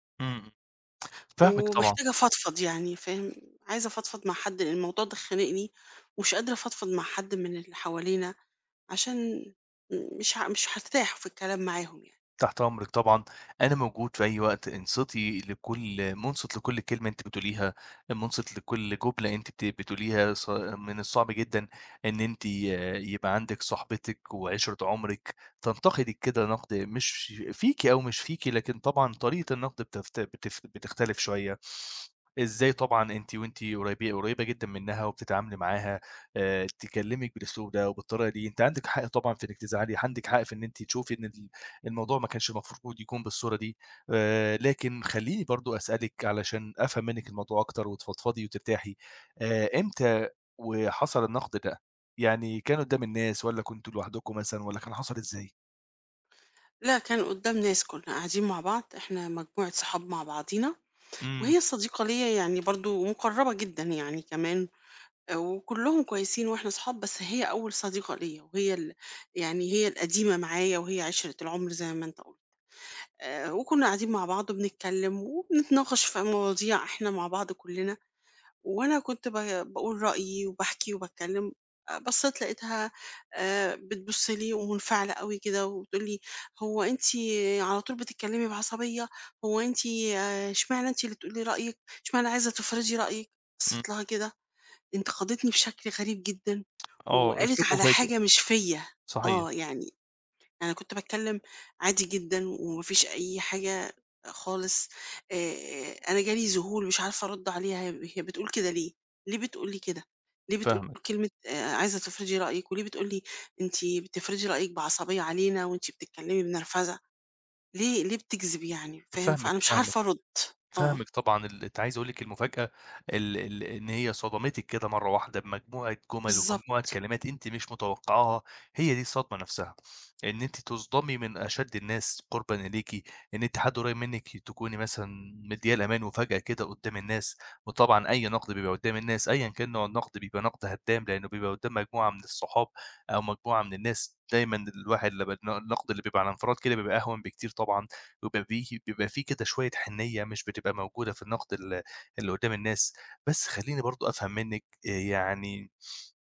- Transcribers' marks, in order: other noise; other background noise; tapping
- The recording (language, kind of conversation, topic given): Arabic, advice, إزاي أرد على صاحبي لما يقوللي كلام نقد جارح؟